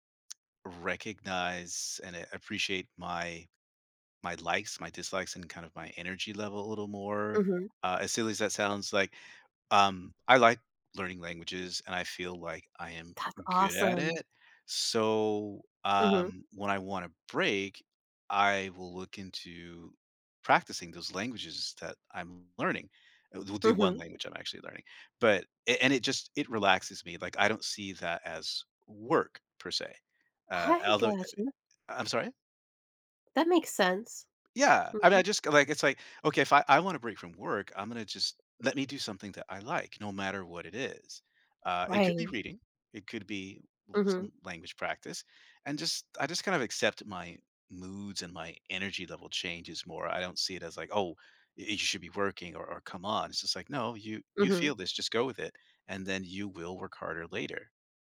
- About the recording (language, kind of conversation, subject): English, unstructured, When should I push through discomfort versus resting for my health?
- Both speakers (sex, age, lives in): female, 30-34, United States; male, 50-54, United States
- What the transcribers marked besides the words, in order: tapping; other background noise